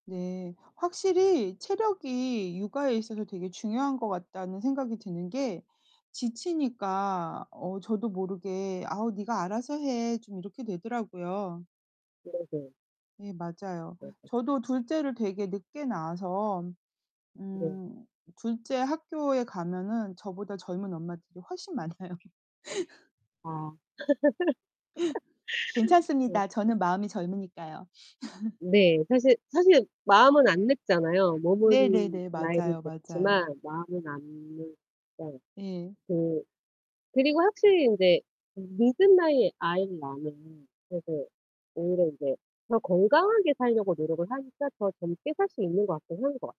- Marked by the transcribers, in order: distorted speech; laughing while speaking: "많아요"; laugh; laugh
- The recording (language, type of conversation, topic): Korean, unstructured, 여가 시간에 가장 즐겨 하는 활동은 무엇인가요?